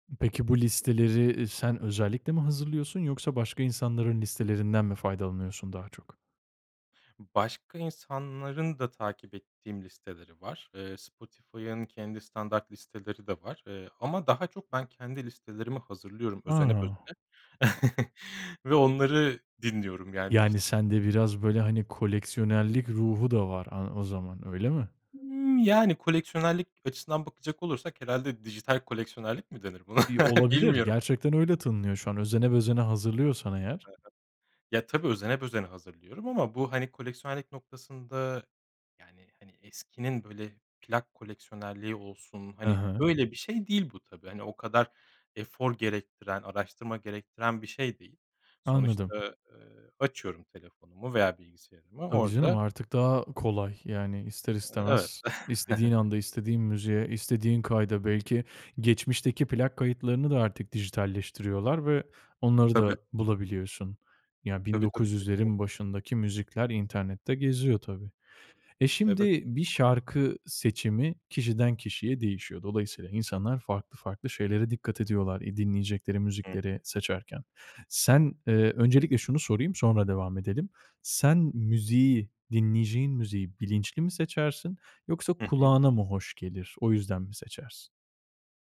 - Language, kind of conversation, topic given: Turkish, podcast, Bir şarkıda seni daha çok melodi mi yoksa sözler mi etkiler?
- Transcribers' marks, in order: tapping; "özene bezene" said as "özene bözene"; chuckle; drawn out: "Hımm"; chuckle; laughing while speaking: "Bilmiyorum"; other background noise; "özene bezene" said as "özene bözene"; unintelligible speech; "özene bezene" said as "özene bözene"; chuckle; other noise